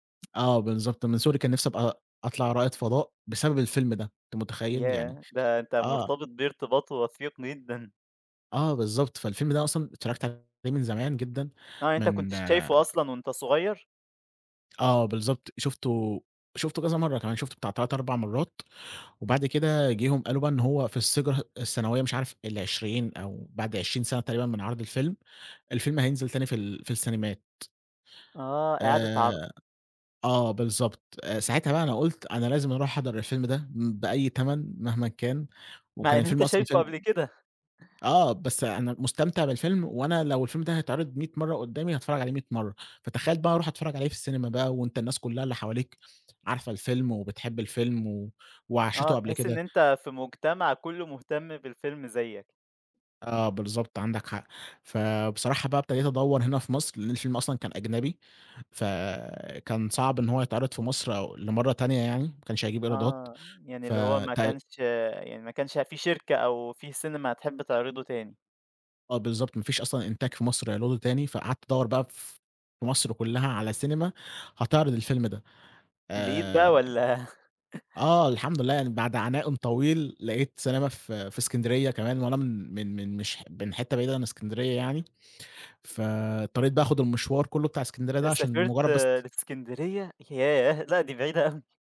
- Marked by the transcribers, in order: tapping; "الذكري" said as "السِجرة"; laughing while speaking: "مع إن أنت شايفه قبل كده"; chuckle; chuckle
- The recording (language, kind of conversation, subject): Arabic, podcast, تحب تحكيلنا عن تجربة في السينما عمرك ما تنساها؟